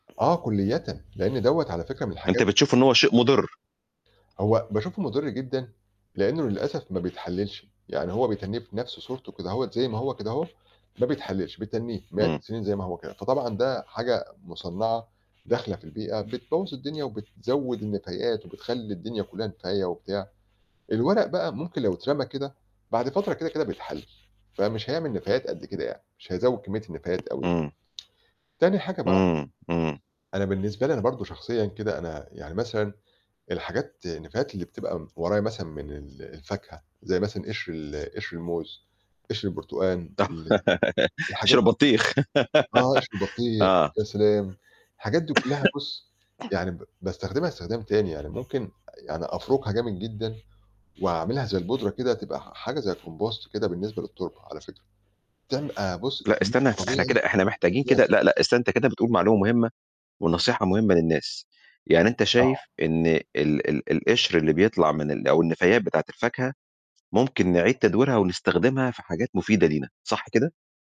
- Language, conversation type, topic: Arabic, podcast, إيه عاداتك اليومية اللي بتعملها عشان تقلّل الزبالة؟
- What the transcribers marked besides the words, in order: static; tapping; laugh; laugh; throat clearing; in English: "الcompost"; other background noise; unintelligible speech